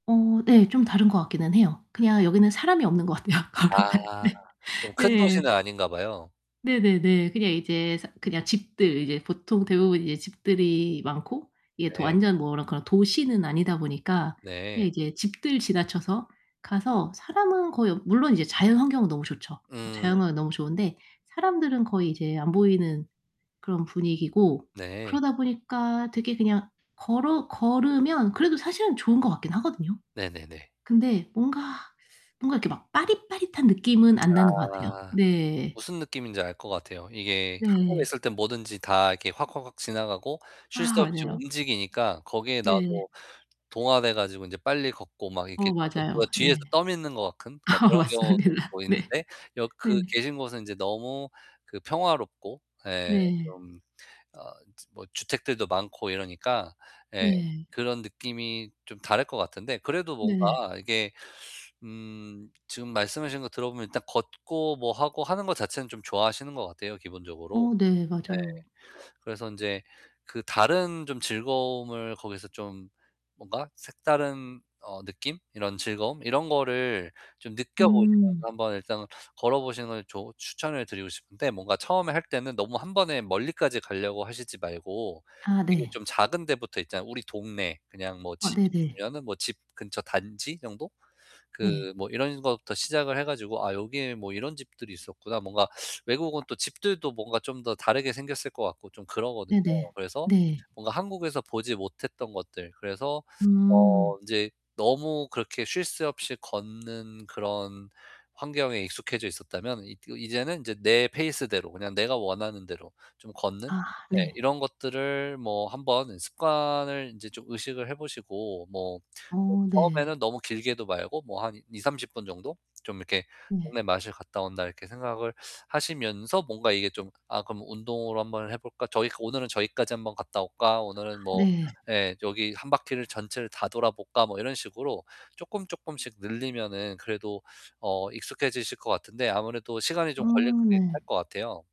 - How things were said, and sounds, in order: distorted speech; laughing while speaking: "같아요, 걸어갈 때"; tsk; other background noise; laughing while speaking: "아 맞습니다"
- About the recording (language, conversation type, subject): Korean, advice, 하루 종일 더 많이 움직이려면 어떤 작은 습관부터 시작하면 좋을까요?